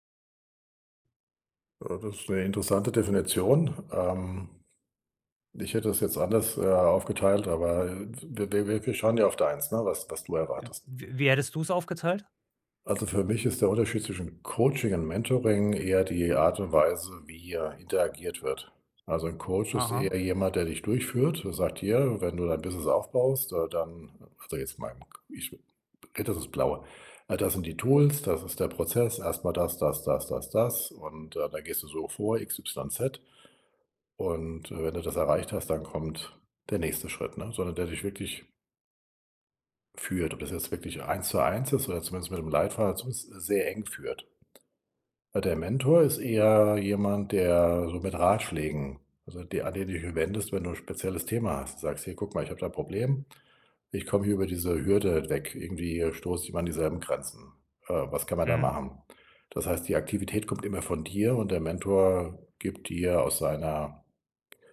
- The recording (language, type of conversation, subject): German, advice, Wie finde ich eine Mentorin oder einen Mentor und nutze ihre oder seine Unterstützung am besten?
- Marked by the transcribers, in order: in English: "Mentoring"; unintelligible speech